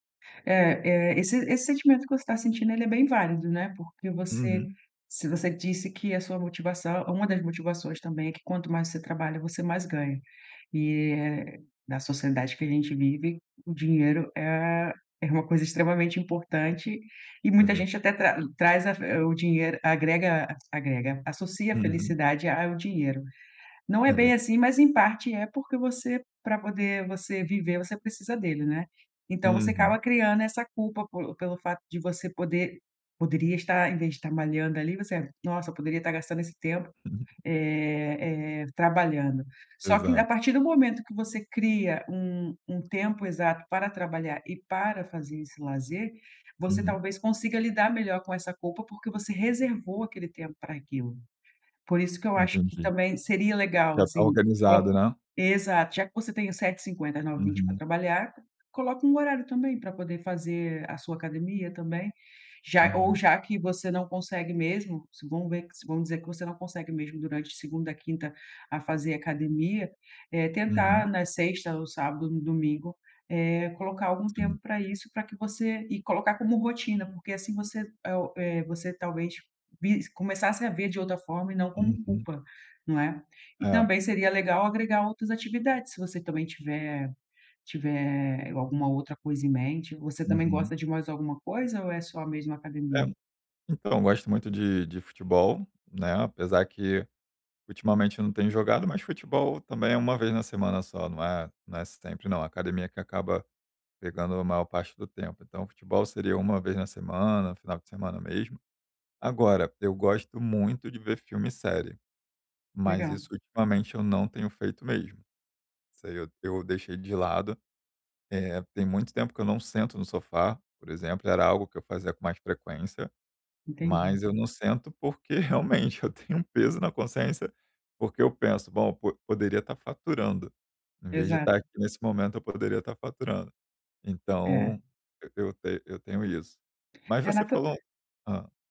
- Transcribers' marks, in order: other background noise; unintelligible speech
- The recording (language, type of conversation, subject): Portuguese, advice, Como posso criar uma rotina de lazer de que eu goste?